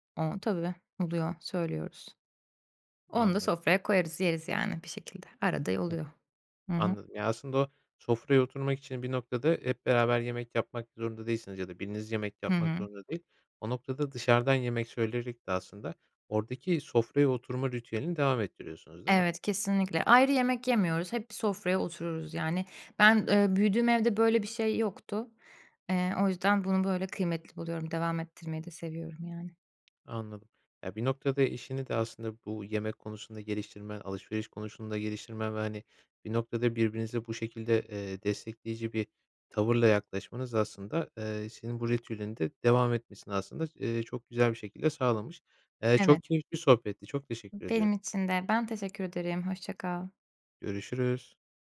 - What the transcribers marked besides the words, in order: unintelligible speech; tapping; "konusunda" said as "konuşunda"; other background noise
- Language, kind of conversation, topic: Turkish, podcast, Evde yemek paylaşımını ve sofraya dair ritüelleri nasıl tanımlarsın?